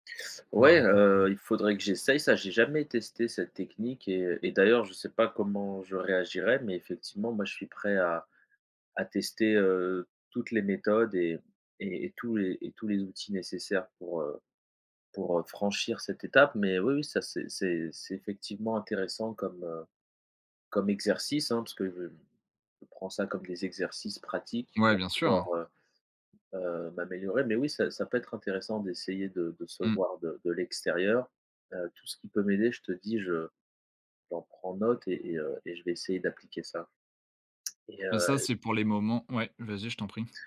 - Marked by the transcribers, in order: tsk
- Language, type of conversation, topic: French, advice, Comment réagissez-vous émotionnellement et de façon impulsive face au stress ?